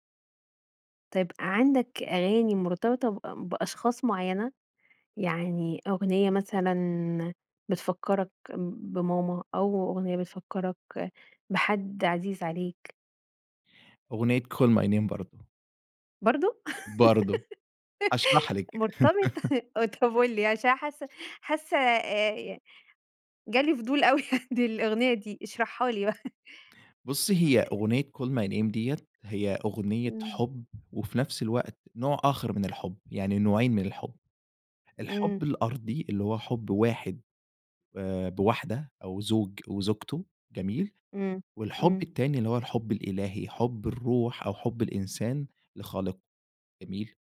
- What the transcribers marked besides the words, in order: in English: "Call my name"; laugh; laughing while speaking: "مرتبط؟"; laugh; other background noise; laughing while speaking: "أوي دى الأغنية"; tapping; chuckle; in English: "Call my name"
- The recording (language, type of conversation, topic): Arabic, podcast, إيه دور الذكريات في حبّك لأغاني معيّنة؟